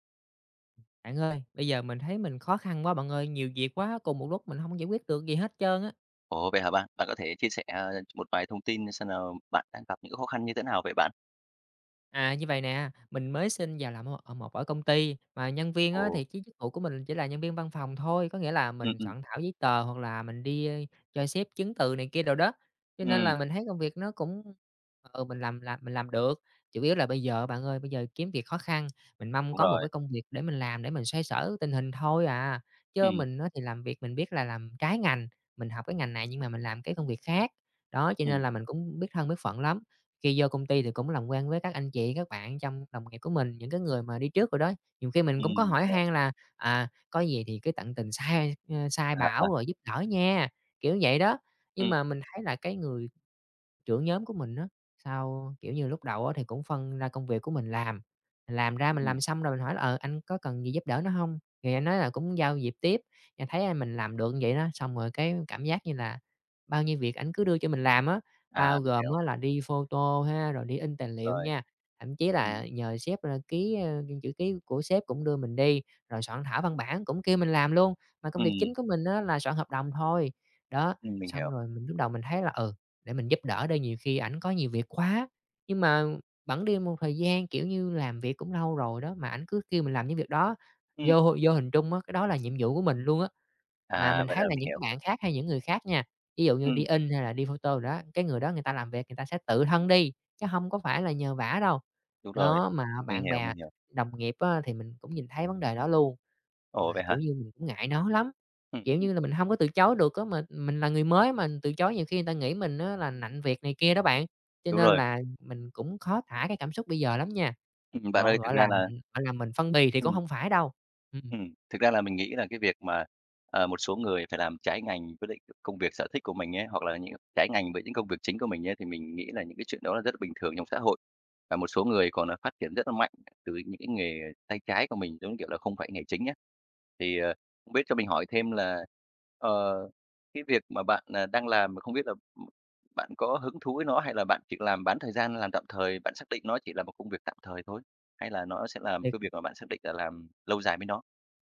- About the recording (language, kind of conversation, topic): Vietnamese, advice, Làm thế nào để tôi học cách nói “không” và tránh nhận quá nhiều việc?
- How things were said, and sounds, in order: tapping; other background noise; unintelligible speech